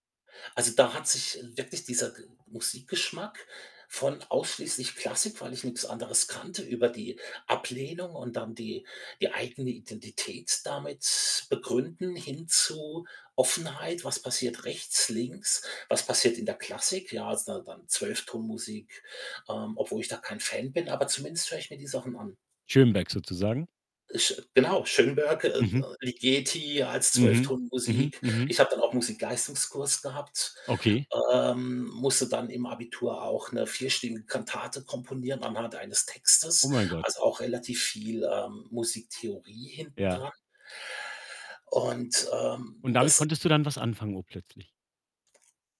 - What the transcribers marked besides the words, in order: other background noise; static
- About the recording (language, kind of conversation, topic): German, podcast, Wie hat sich dein Musikgeschmack im Laufe der Jahre verändert?